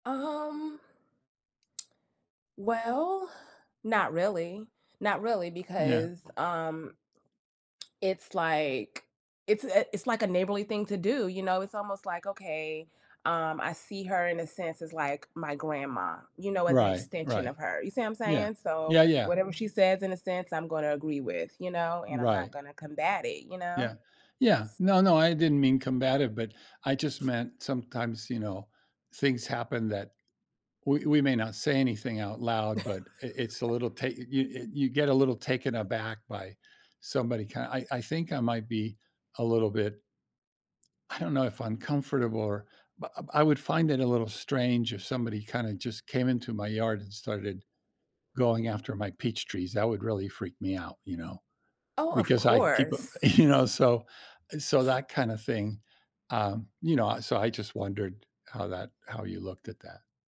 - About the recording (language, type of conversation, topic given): English, unstructured, What are some meaningful ways communities can come together to help each other in difficult times?
- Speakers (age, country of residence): 45-49, United States; 75-79, United States
- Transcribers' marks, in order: other background noise; tapping; chuckle; laughing while speaking: "you know, so"; sniff